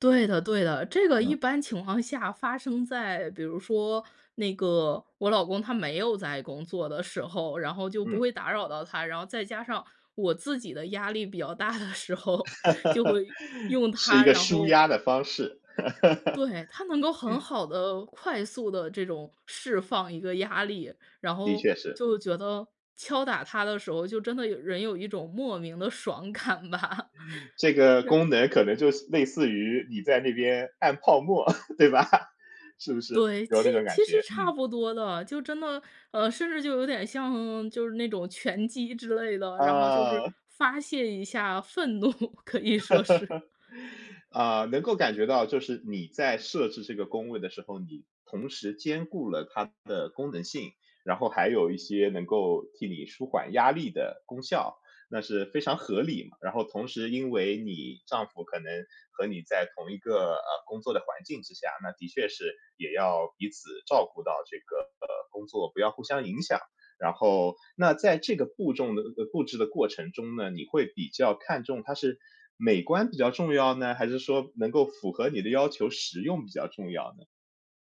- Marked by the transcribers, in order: laughing while speaking: "大的时候"; laugh; laugh; laughing while speaking: "感吧"; chuckle; laugh; laughing while speaking: "对吧？"; laughing while speaking: "愤怒，可以说是"; laugh
- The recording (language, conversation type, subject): Chinese, podcast, 你会如何布置你的工作角落，让自己更有干劲？